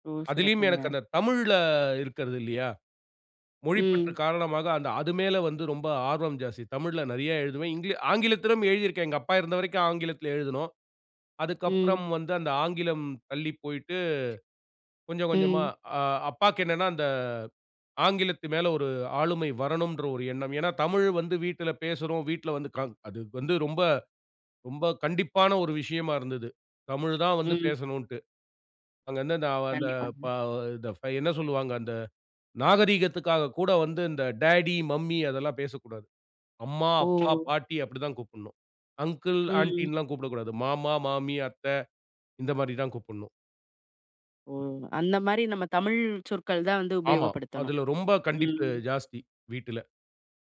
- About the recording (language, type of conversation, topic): Tamil, podcast, ஒரு பொழுதுபோக்கை நீங்கள் எப்படி தொடங்கினீர்கள்?
- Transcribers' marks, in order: tapping